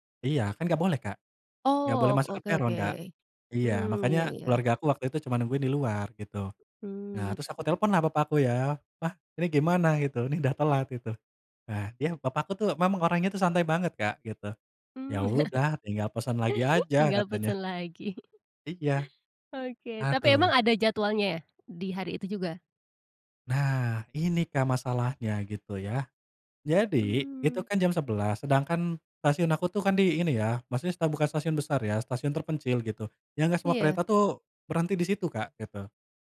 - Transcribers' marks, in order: tapping; laugh; chuckle; other background noise
- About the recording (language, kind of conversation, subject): Indonesian, podcast, Pernahkah kamu mengalami kejadian ketinggalan pesawat atau kereta, dan bagaimana ceritanya?